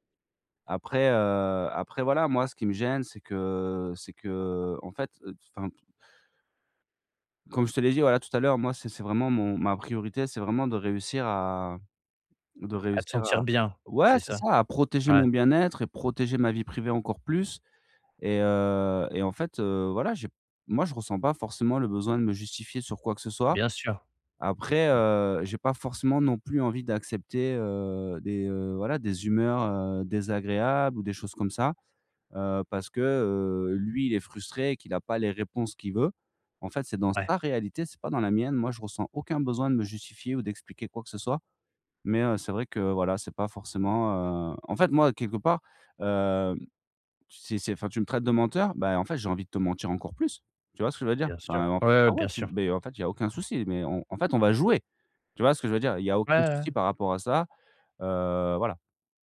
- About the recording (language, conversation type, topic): French, advice, Comment puis-je établir des limites saines au sein de ma famille ?
- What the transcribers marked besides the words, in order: other background noise; stressed: "sa"; stressed: "plus"; stressed: "jouer"; tapping